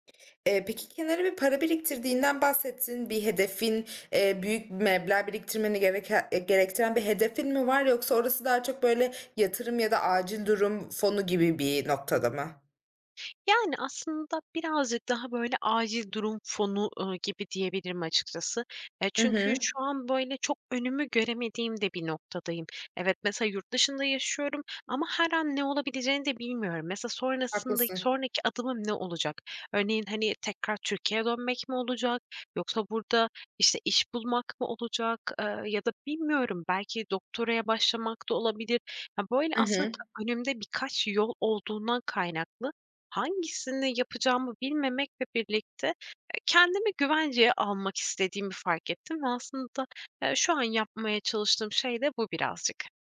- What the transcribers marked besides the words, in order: other background noise; tapping
- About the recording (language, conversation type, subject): Turkish, advice, Deneyimler ve eşyalar arasında bütçemi nasıl paylaştırmalıyım?